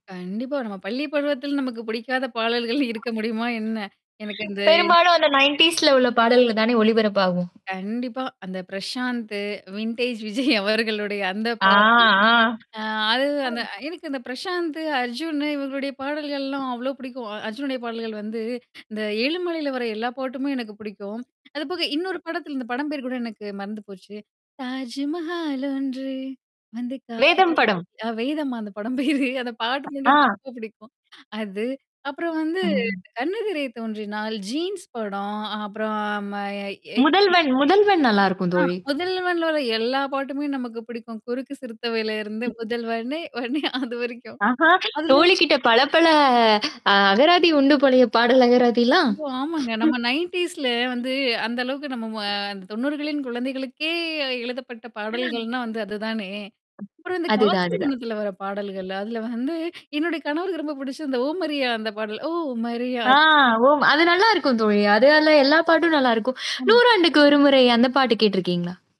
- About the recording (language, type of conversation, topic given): Tamil, podcast, இப்போது உங்களுக்கு மிகவும் பிடித்த பாடல் எது?
- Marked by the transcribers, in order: laughing while speaking: "பாடல்கள்"; other noise; laughing while speaking: "வின்டேஜ் விஜய் அவர்களுடைய"; in English: "வின்டேஜ்"; distorted speech; unintelligible speech; tapping; other background noise; singing: "தாஜ்மஹாலொன்று வந்து காதல்"; laughing while speaking: "அந்த படம் பேரு"; mechanical hum; unintelligible speech; singing: "முதல்வனே! வன்னே!"; laughing while speaking: "அதுவரைக்கும்"; in English: "நயன்டிஸ்ல"; giggle; giggle; singing: "ஓ! மரியா"; drawn out: "ஆ"